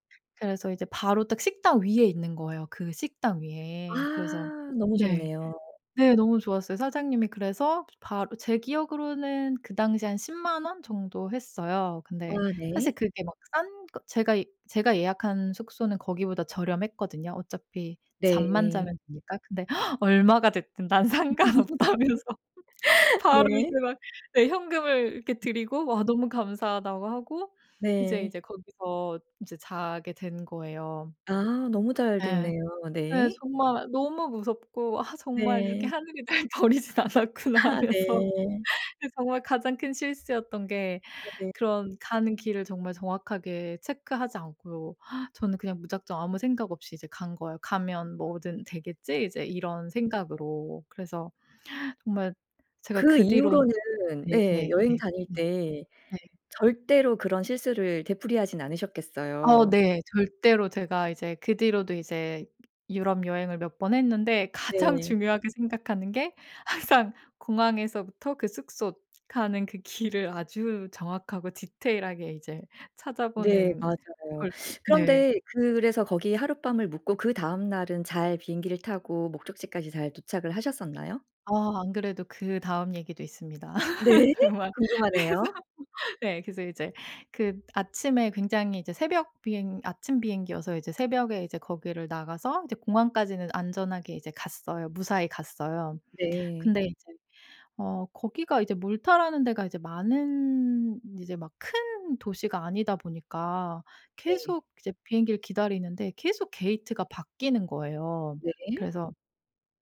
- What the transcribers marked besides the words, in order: gasp; laugh; laughing while speaking: "상관없다면서 바로 이제 막"; other background noise; laughing while speaking: "하늘이 날 버리진 않았구나.' 하면서"; tapping; laughing while speaking: "항상"; in English: "디테일"; laugh; laughing while speaking: "정말 그래서"; surprised: "네"; laugh
- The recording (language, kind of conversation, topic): Korean, podcast, 여행 중 가장 큰 실수는 뭐였어?